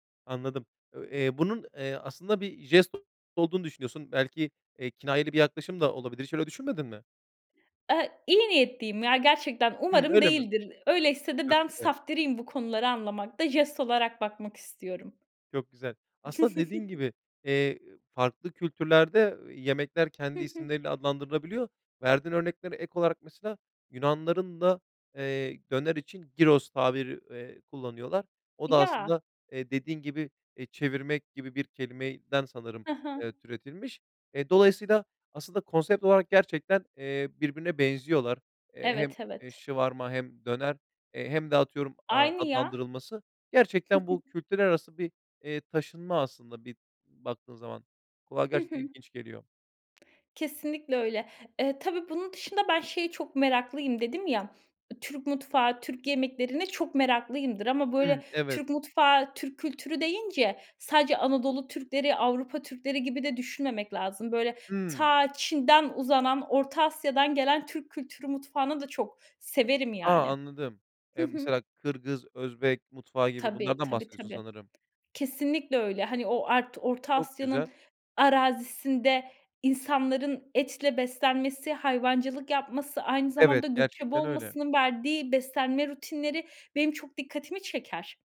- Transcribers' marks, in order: other background noise; chuckle; other noise; in Greek: "gyros"; in Arabic: "shawarma"; chuckle; tapping
- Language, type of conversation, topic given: Turkish, podcast, Göç yemekleri yeni kimlikler yaratır mı, nasıl?